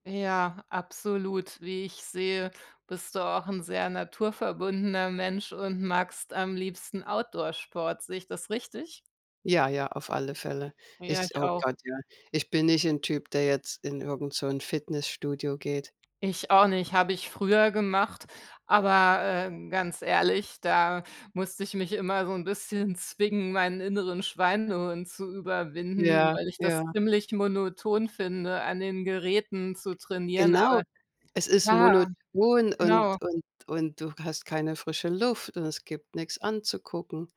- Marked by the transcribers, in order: other background noise
- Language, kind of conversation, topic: German, unstructured, Welcher Sport macht dir am meisten Spaß und warum?